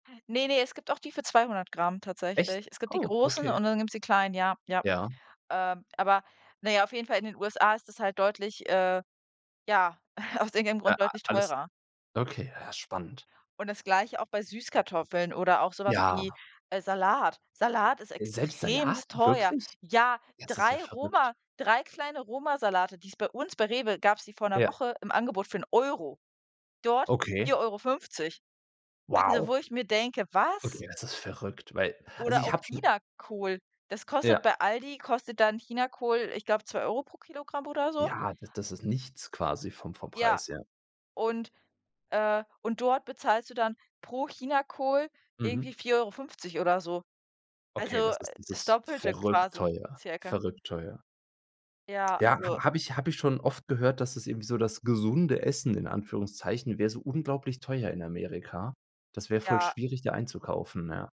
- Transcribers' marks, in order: chuckle; stressed: "Was?"; other background noise
- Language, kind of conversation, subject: German, unstructured, Hast du eine Erinnerung, die mit einem bestimmten Essen verbunden ist?